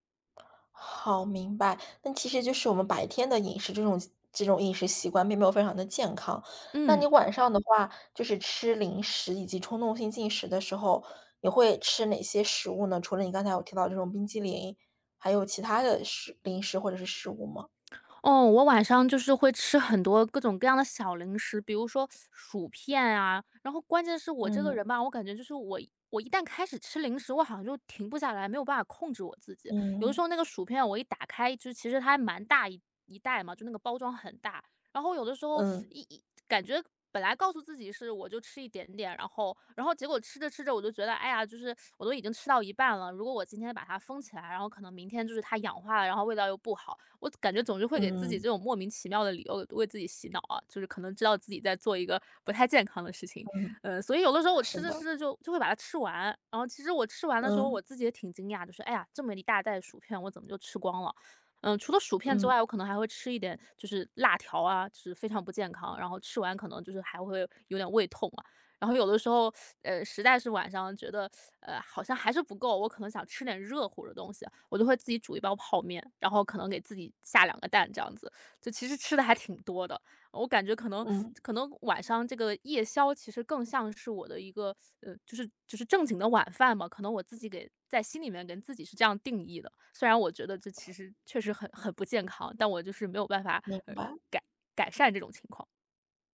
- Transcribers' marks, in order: teeth sucking; teeth sucking
- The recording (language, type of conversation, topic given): Chinese, advice, 情绪化时想吃零食的冲动该怎么控制？